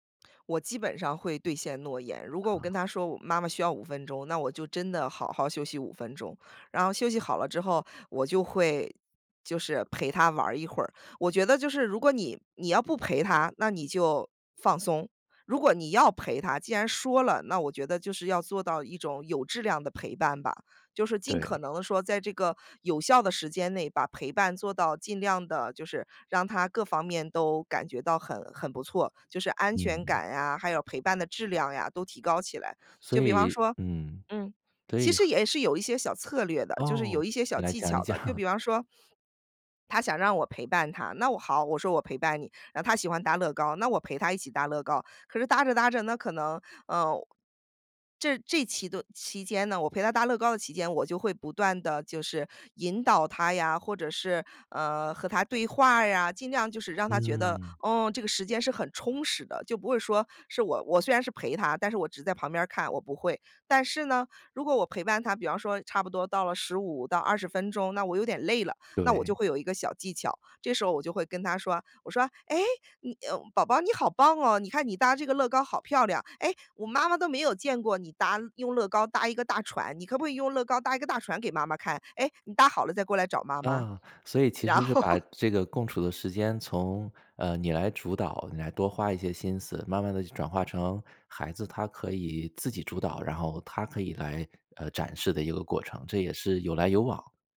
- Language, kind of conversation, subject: Chinese, podcast, 在忙碌的生活中，如何维持良好的亲子关系？
- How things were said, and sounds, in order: chuckle; other background noise; laugh